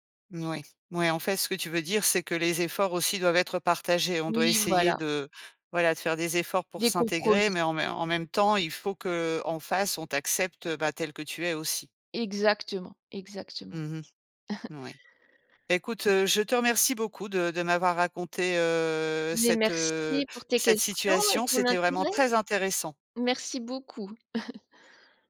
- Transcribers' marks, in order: other background noise; chuckle; drawn out: "heu"; chuckle
- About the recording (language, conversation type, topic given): French, podcast, Qu'est-ce qui te fait te sentir vraiment accepté dans un groupe ?